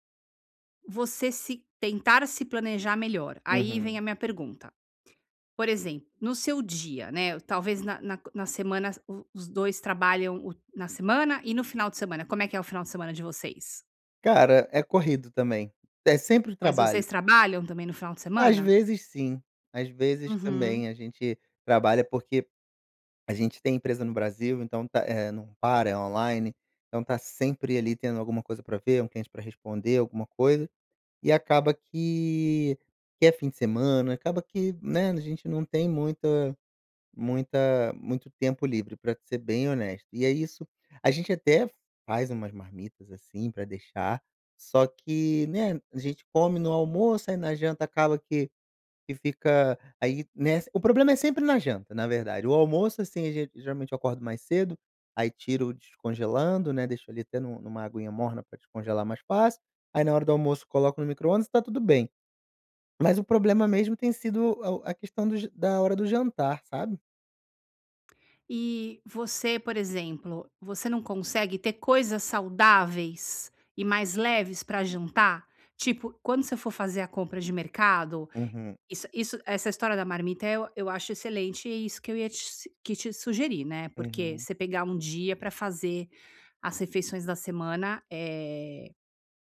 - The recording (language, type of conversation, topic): Portuguese, advice, Como equilibrar a praticidade dos alimentos industrializados com a minha saúde no dia a dia?
- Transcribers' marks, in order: none